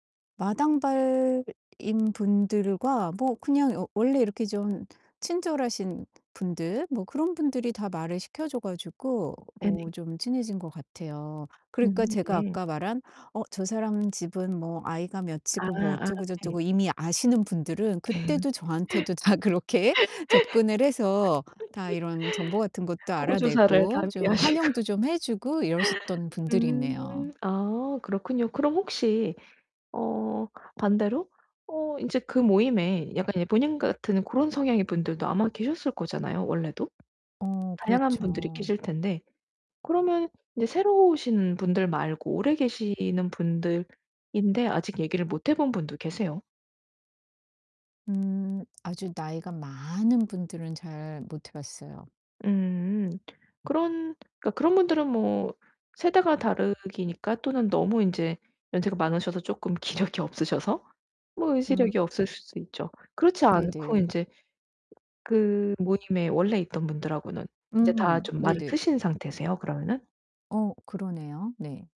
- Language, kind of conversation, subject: Korean, advice, 새로운 사람들과 친해지는 게 왜 항상 이렇게 어려운가요?
- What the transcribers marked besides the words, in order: distorted speech; tapping; laugh; laughing while speaking: "다 그렇게"; laughing while speaking: "단디 하시고"; laugh; "다르니까" said as "다르기니까"; laughing while speaking: "기력이"